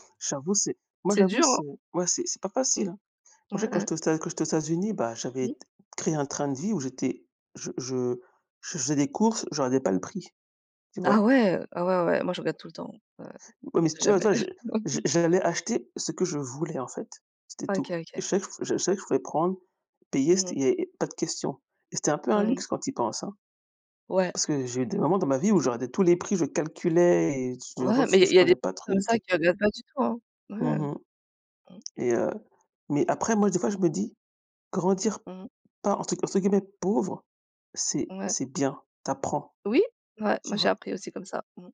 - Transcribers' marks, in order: chuckle
- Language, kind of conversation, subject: French, unstructured, Qu’est-ce qui te rend heureux dans ta façon d’épargner ?
- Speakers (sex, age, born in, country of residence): female, 35-39, Thailand, France; female, 40-44, France, United States